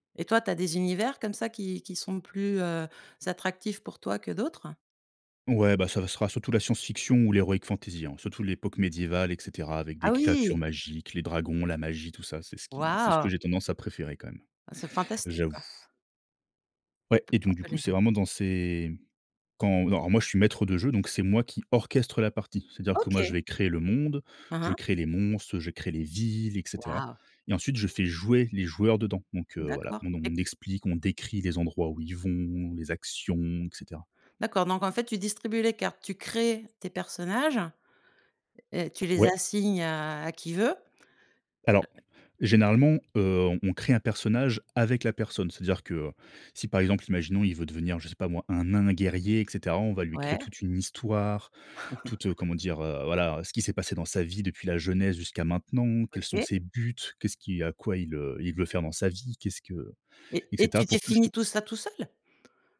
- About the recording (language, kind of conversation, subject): French, podcast, Quel hobby te fait complètement perdre la notion du temps ?
- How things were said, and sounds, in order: unintelligible speech; laugh